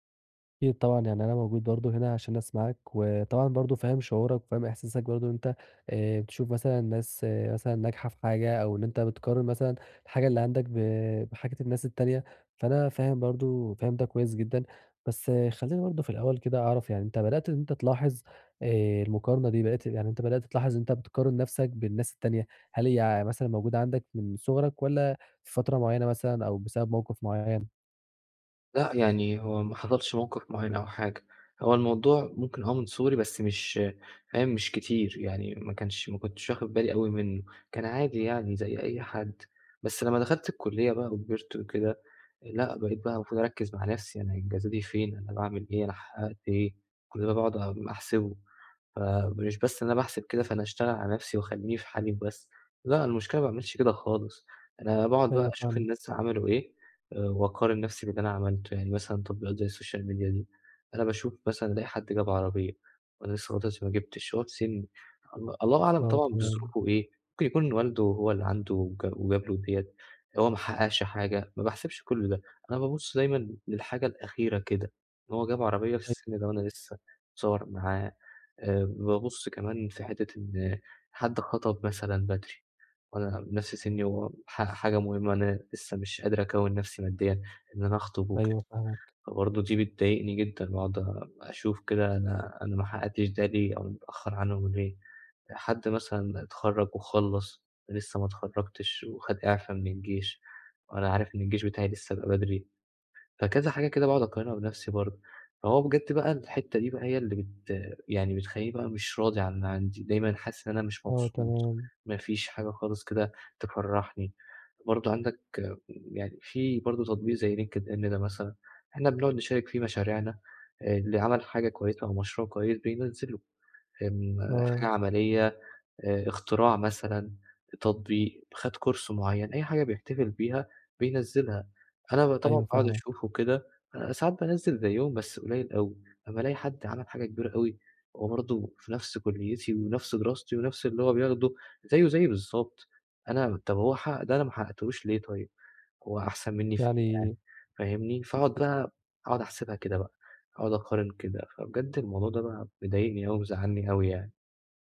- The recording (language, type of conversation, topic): Arabic, advice, ازاي أبطل أقارن نفسي بالناس وأرضى باللي عندي؟
- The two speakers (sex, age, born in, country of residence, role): male, 20-24, Egypt, Egypt, advisor; male, 20-24, Egypt, Egypt, user
- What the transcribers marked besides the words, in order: in English: "الSocial Media"; unintelligible speech; unintelligible speech; tapping; in English: "Course"; unintelligible speech